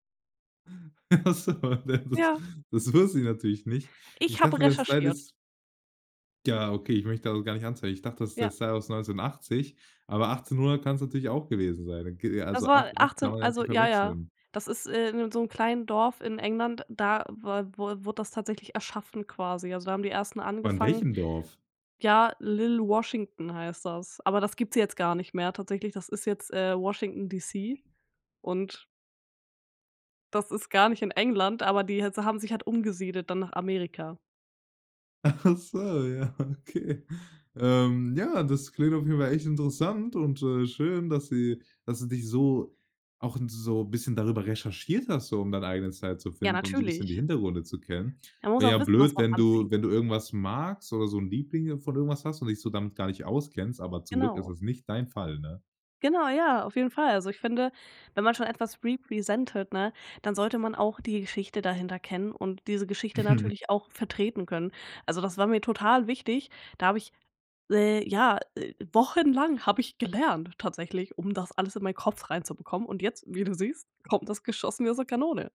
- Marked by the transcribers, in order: laughing while speaking: "Ach so"; unintelligible speech; other background noise; tapping; laughing while speaking: "Ach so, ja, okay"; in English: "represented"
- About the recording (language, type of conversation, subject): German, podcast, Wie nutzt du Kleidung, um dich wohler zu fühlen?